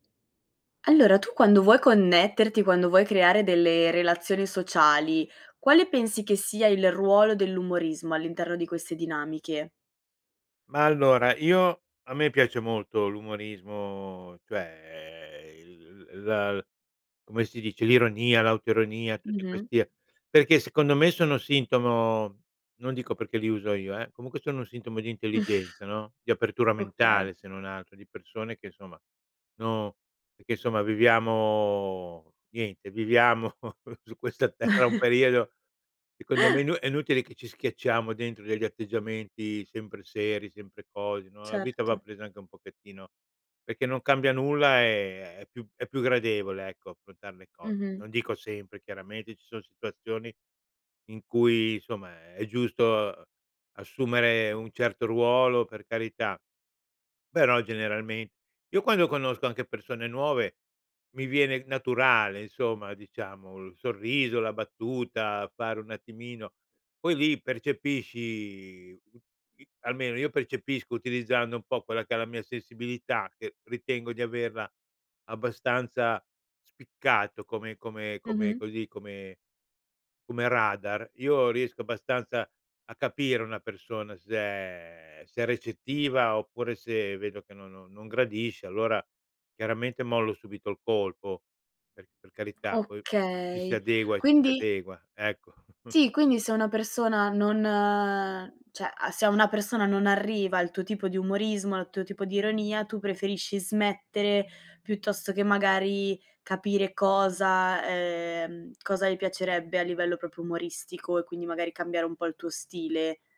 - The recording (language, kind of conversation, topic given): Italian, podcast, Che ruolo ha l’umorismo quando vuoi creare un legame con qualcuno?
- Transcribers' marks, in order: tapping; other background noise; chuckle; "insomma" said as "insoma"; "insomma" said as "insoma"; chuckle; laughing while speaking: "terra"; chuckle; gasp; "insomma" said as "insoma"; chuckle; "cioè" said as "ceh"